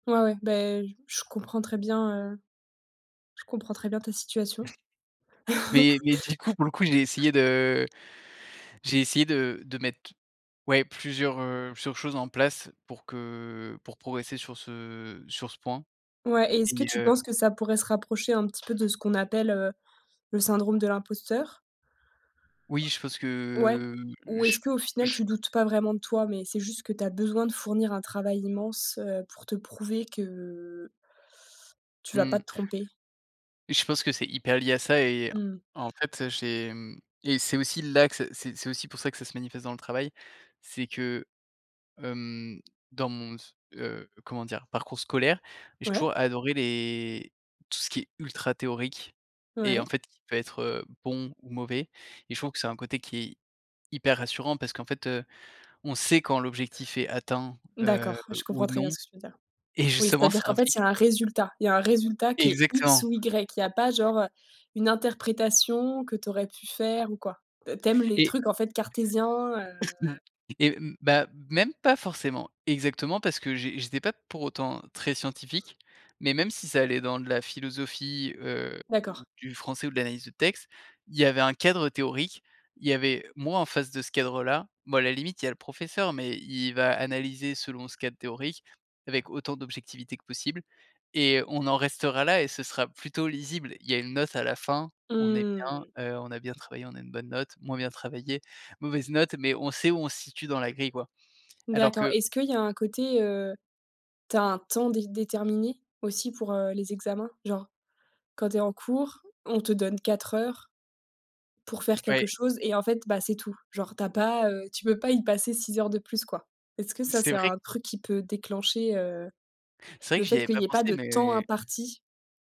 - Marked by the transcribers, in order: chuckle; laugh; other background noise; drawn out: "que"; tapping; cough; stressed: "temps"
- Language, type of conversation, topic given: French, podcast, Est-ce que la peur de te tromper t’empêche souvent d’avancer ?